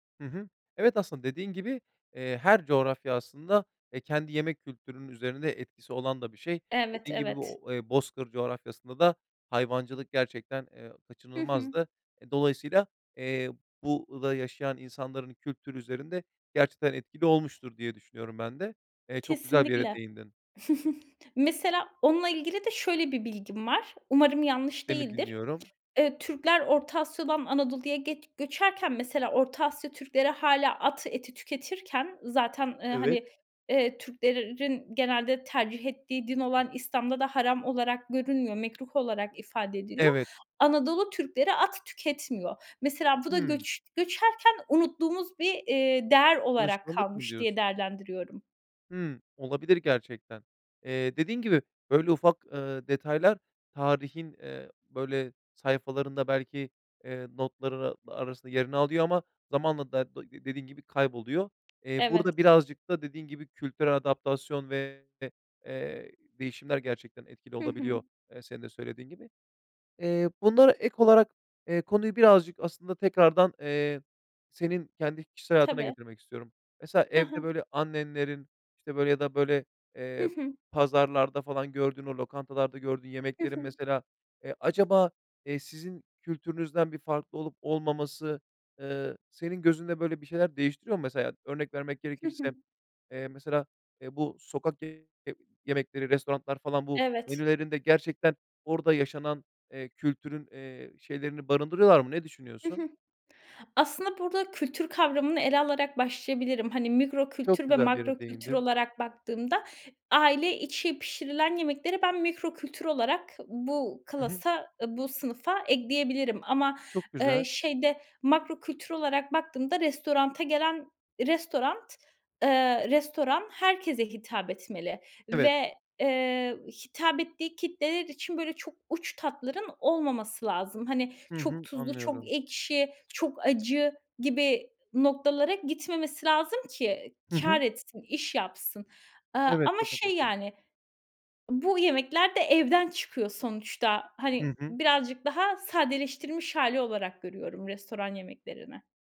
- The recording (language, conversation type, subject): Turkish, podcast, Göç yemekleri yeni kimlikler yaratır mı, nasıl?
- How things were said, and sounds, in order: chuckle; other background noise; tapping; unintelligible speech; unintelligible speech; "restorana" said as "restoranta"; "restoran" said as "restorant"; unintelligible speech